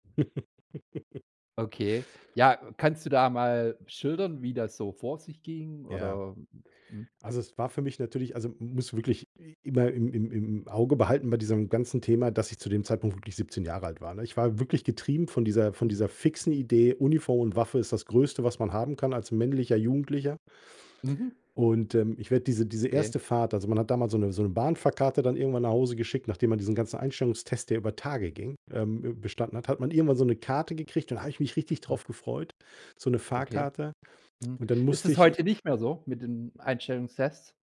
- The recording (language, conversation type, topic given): German, podcast, Welche Entscheidung hat dein Leben stark verändert?
- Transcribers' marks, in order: laugh; tapping; other background noise; unintelligible speech